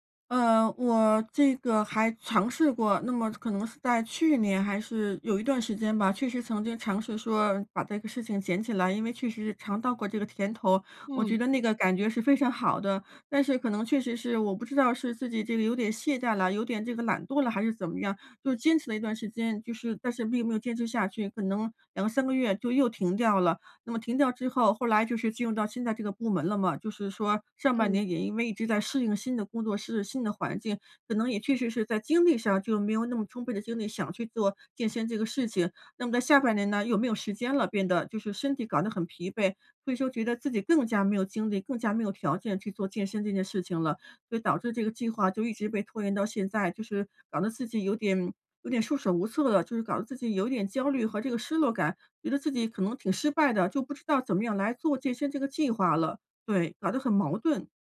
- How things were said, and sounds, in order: none
- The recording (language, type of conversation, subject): Chinese, advice, 在忙碌的生活中，怎样才能坚持新习惯而不半途而废？